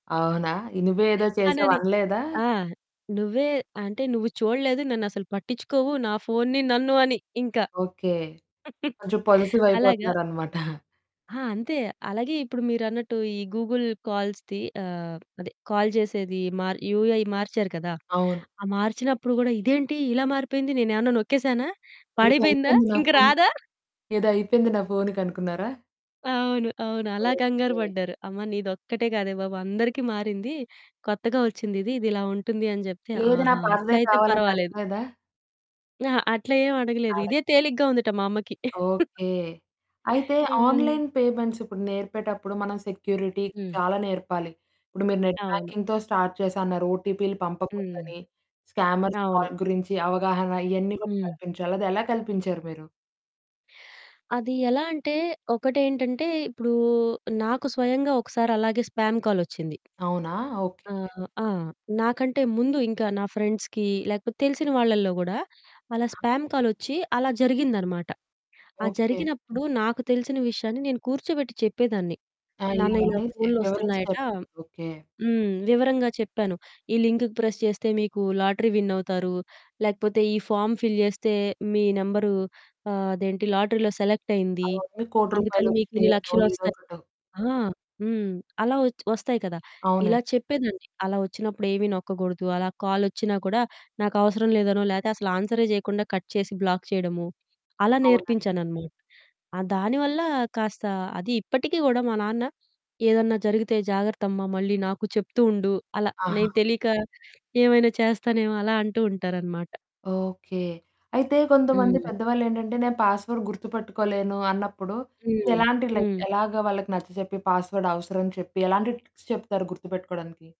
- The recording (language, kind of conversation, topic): Telugu, podcast, పెద్దవారిని డిజిటల్ సేవలు, యాప్‌లు వాడేలా ఒప్పించడంలో మీకు ఇబ్బంది వస్తుందా?
- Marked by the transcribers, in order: static; other background noise; in English: "పొసెసివ్"; chuckle; in English: "గూగుల్ కాల్స్‌ది"; in English: "కాల్"; in English: "యూఐ"; distorted speech; chuckle; in English: "ఆన్‌లైన్ పేమెంట్స్"; in English: "సెక్యూరిటీ"; in English: "బ్యాంకింగ్‌తో స్టార్ట్"; in English: "స్కామర్స్ కాల్"; in English: "స్పామ్"; in English: "ఫ్రెండ్స్‌కి"; in English: "స్పామ్"; in English: "లింక్ ప్రెస్"; in English: "ఫామ్ ఫిల్"; in English: "కట్"; in English: "బ్లాక్"; in English: "పాస్‌వర్డ్"; in English: "లైక్"; in English: "పాస్‌వర్డ్"; in English: "టిప్స్"